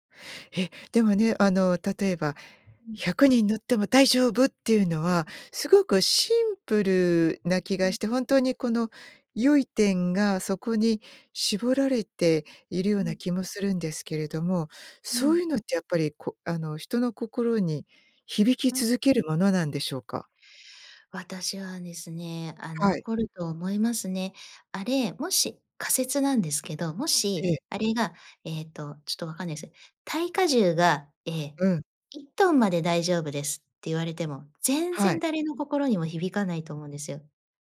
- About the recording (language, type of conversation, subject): Japanese, podcast, 昔のCMで記憶に残っているものは何ですか?
- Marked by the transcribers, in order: unintelligible speech